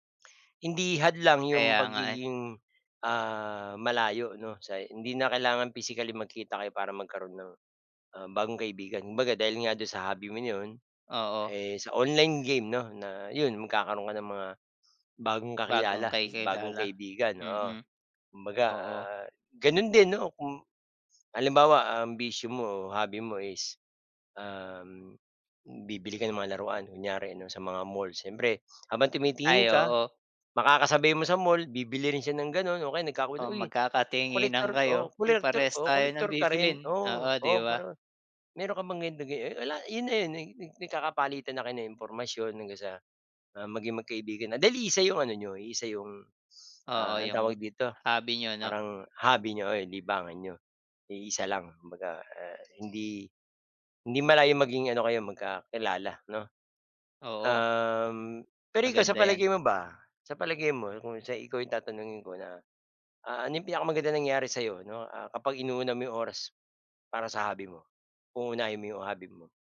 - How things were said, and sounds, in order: "collector" said as "collectar"; unintelligible speech
- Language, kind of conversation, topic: Filipino, unstructured, Paano mo ginagamit ang libangan mo para mas maging masaya?